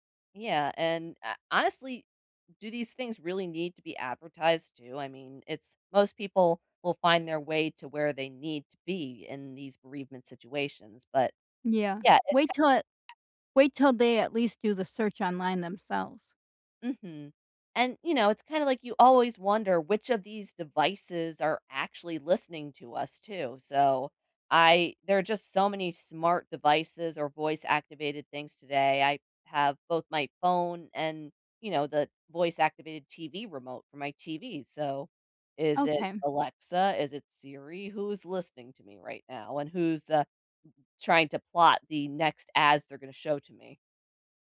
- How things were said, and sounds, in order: none
- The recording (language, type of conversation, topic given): English, unstructured, Should I be worried about companies selling my data to advertisers?